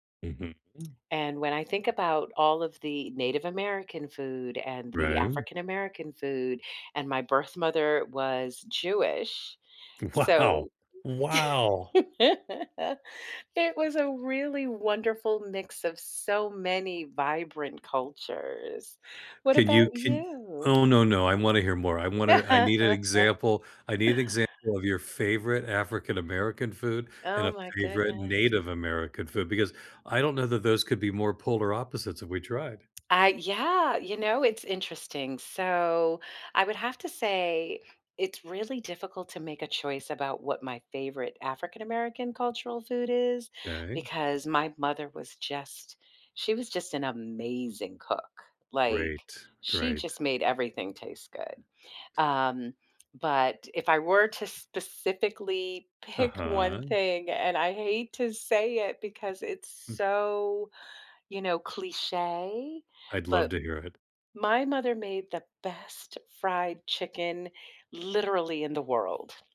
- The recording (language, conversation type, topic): English, unstructured, How can I use food to connect with my culture?
- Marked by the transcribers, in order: laughing while speaking: "Wow"; surprised: "Wow"; laugh; laugh